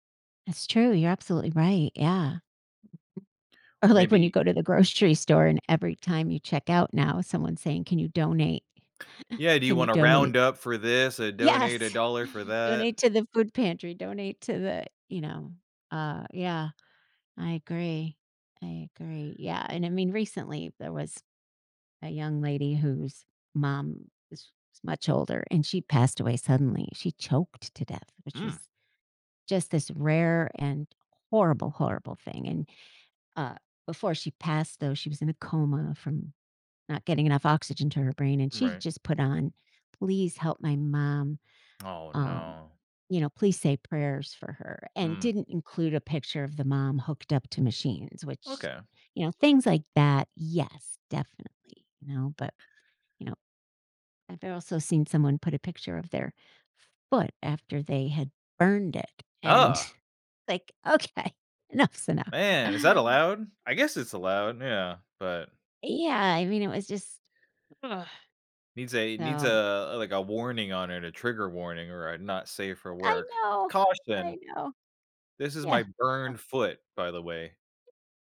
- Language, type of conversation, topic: English, unstructured, How should I decide who to tell when I'm sick?
- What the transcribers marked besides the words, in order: other background noise; laughing while speaking: "Or"; laughing while speaking: "Y yes!"; disgusted: "Ugh!"; laughing while speaking: "okay, enough's enough"; tapping